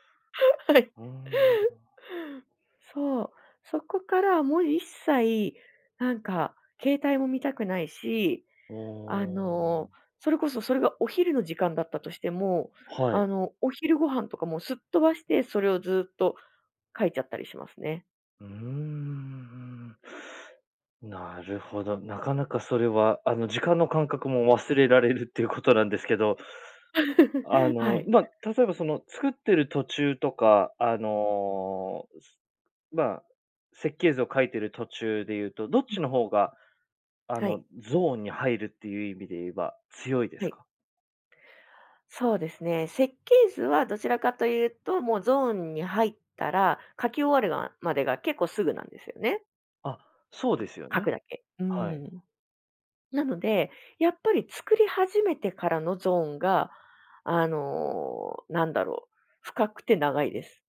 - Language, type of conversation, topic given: Japanese, podcast, 趣味に没頭して「ゾーン」に入ったと感じる瞬間は、どんな感覚ですか？
- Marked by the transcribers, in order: laughing while speaking: "はい"; laugh; tapping